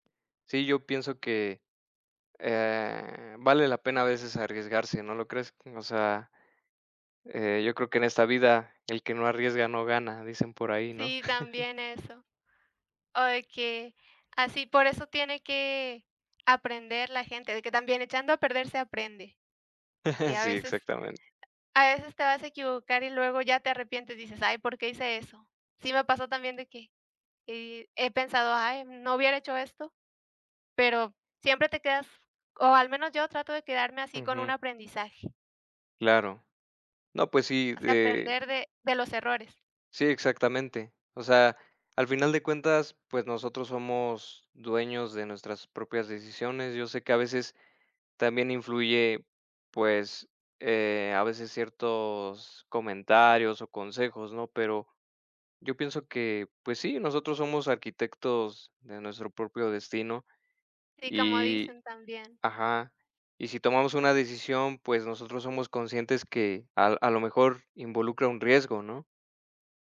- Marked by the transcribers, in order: chuckle; chuckle
- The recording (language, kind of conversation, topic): Spanish, unstructured, ¿Cómo reaccionas si un familiar no respeta tus decisiones?